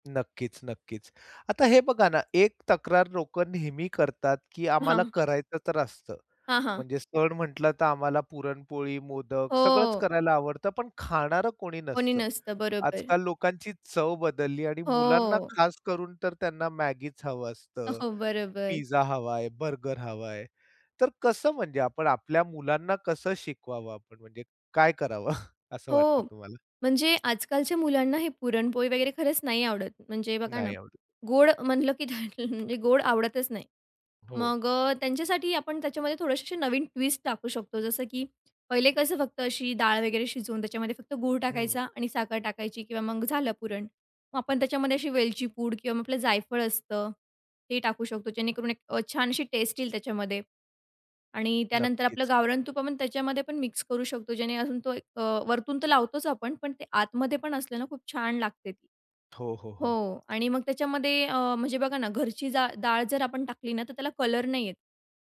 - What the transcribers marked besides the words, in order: other background noise; chuckle; tapping; unintelligible speech; in English: "ट्विस्ट"
- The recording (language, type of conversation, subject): Marathi, podcast, परंपरागत जेवण बनवताना तुला कोणत्या आठवणी येतात?